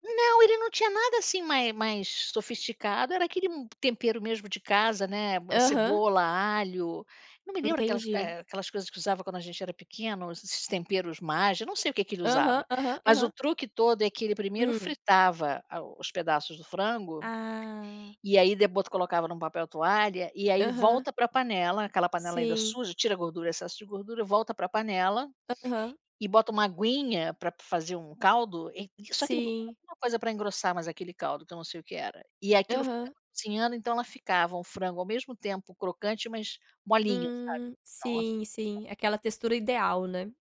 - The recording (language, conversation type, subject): Portuguese, unstructured, Qual comida faz você se sentir mais confortável?
- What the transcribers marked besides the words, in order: tapping; unintelligible speech